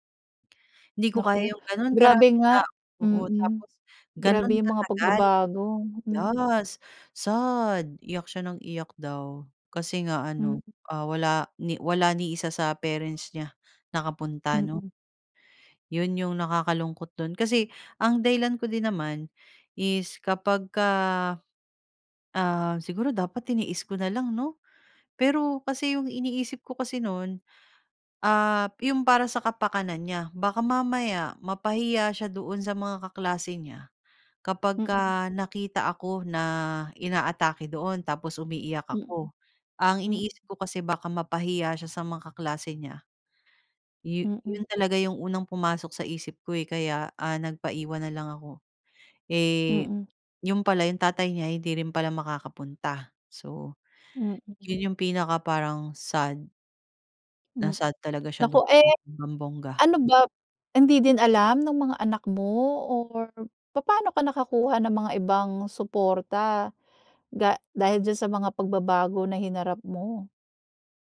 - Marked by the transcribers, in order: fan; other background noise; tapping
- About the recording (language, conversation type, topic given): Filipino, podcast, Ano ang pinakamalaking pagbabago na hinarap mo sa buhay mo?